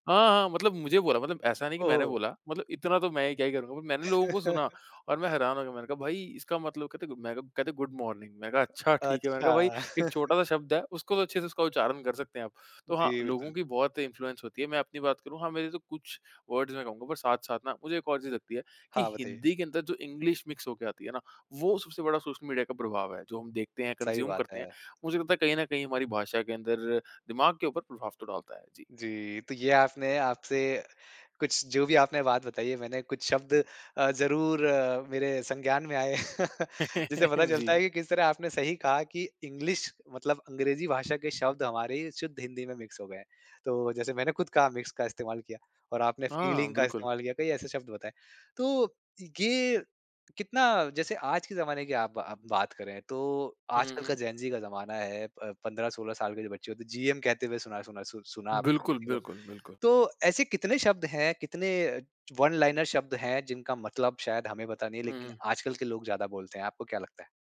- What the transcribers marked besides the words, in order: chuckle; in English: "गुड मॉर्निंग"; chuckle; in English: "इन्फ्लुएंस"; in English: "वर्ड्स"; in English: "मिक्स"; in English: "कंज्यूम"; laugh; laugh; in English: "मिक्स"; in English: "मिक्स"; in English: "फ़ीलिंग"; in English: "जेन-ज़ी"; in English: "जीएम"; in English: "वन लाइनर"
- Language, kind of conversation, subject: Hindi, podcast, सोशल मीडिया ने आपकी भाषा को कैसे बदला है?